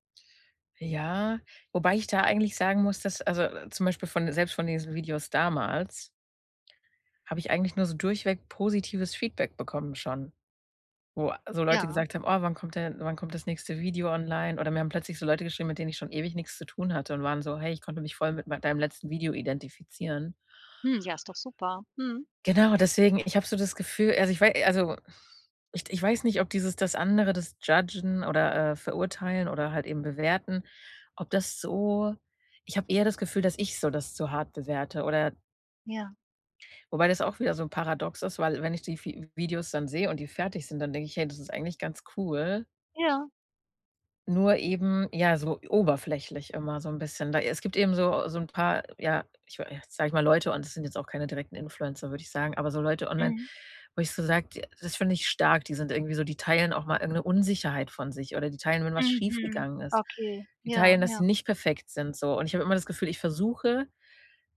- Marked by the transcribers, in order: other background noise; exhale; in English: "Judgen"; stressed: "ich"
- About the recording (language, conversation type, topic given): German, advice, Wann fühlst du dich unsicher, deine Hobbys oder Interessen offen zu zeigen?